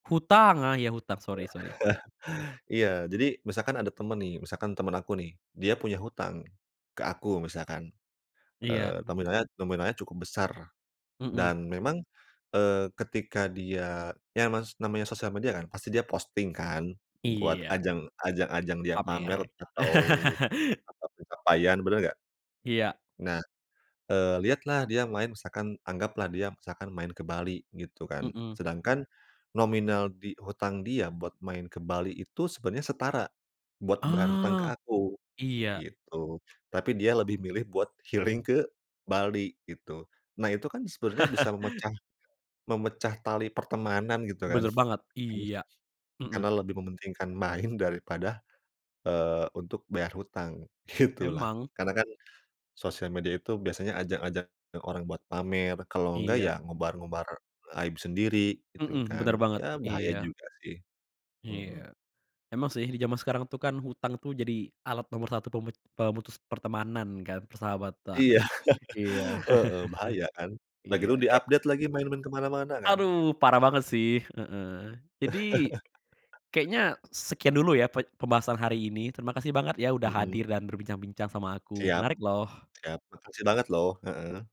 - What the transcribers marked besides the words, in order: other background noise; chuckle; unintelligible speech; laugh; tapping; in English: "healing"; chuckle; laughing while speaking: "main"; laughing while speaking: "gitu lah"; laugh; in English: "di-update"; chuckle; laugh
- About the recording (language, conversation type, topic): Indonesian, podcast, Bagaimana menurutmu pengaruh media sosial terhadap hubungan sehari-hari?
- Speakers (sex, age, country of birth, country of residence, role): male, 20-24, Indonesia, Hungary, host; male, 30-34, Indonesia, Indonesia, guest